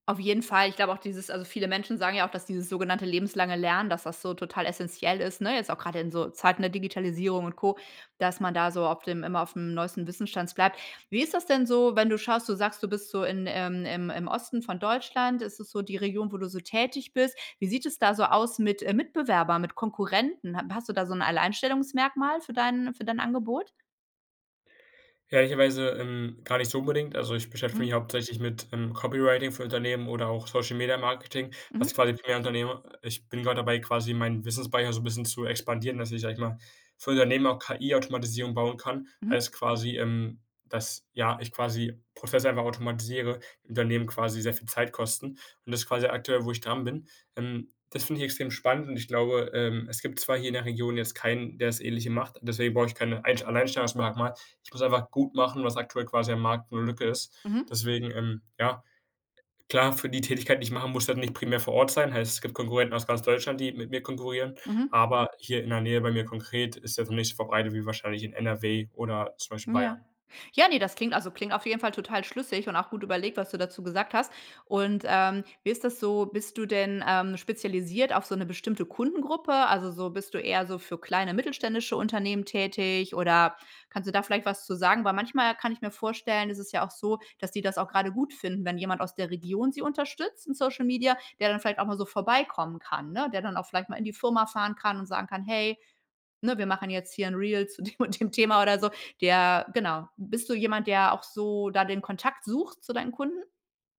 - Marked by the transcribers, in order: in English: "Copywriting"; laughing while speaking: "zu dem und dem Thema"
- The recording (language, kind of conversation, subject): German, podcast, Wie entscheidest du, welche Chancen du wirklich nutzt?